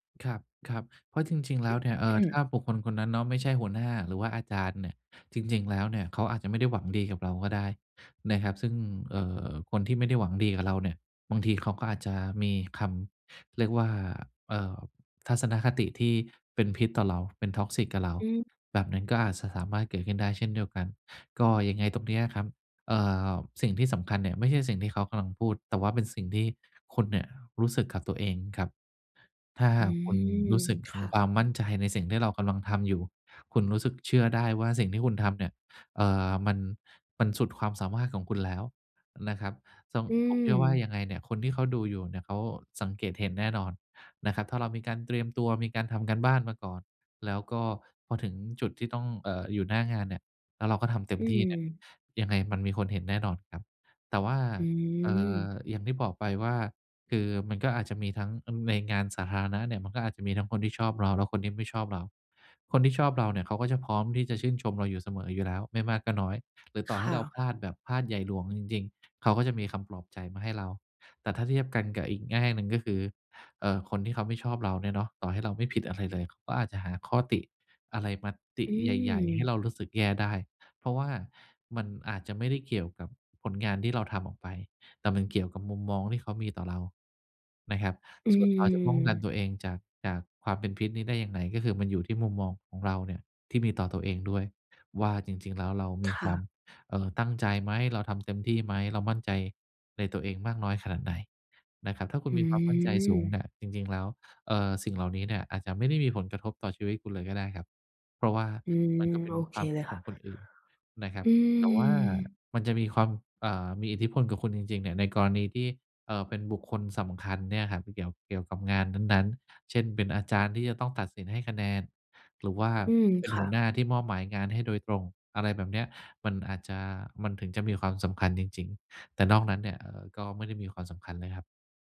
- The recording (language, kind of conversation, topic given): Thai, advice, จะจัดการความวิตกกังวลหลังได้รับคำติชมอย่างไรดี?
- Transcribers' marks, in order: other background noise; in English: "toxic"; tapping; drawn out: "อืม"